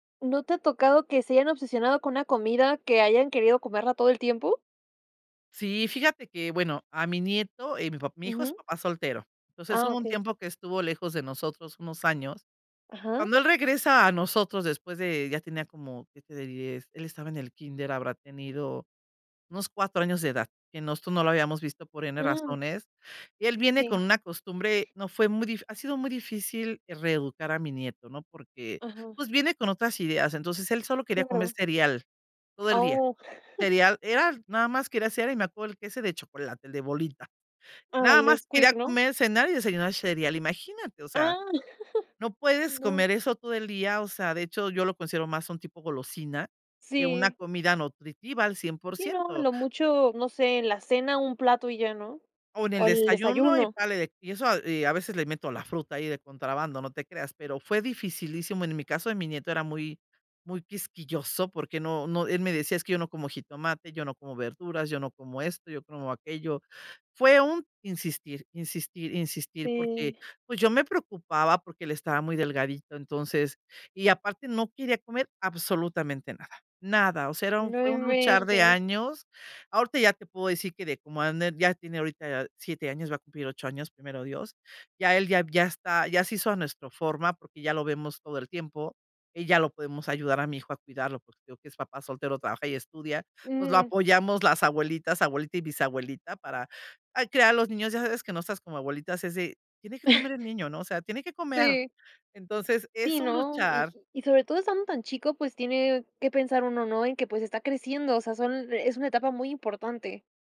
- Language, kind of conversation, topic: Spanish, podcast, ¿Cómo manejas a comensales quisquillosos o a niños en el restaurante?
- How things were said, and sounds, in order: other background noise; chuckle; chuckle; unintelligible speech; chuckle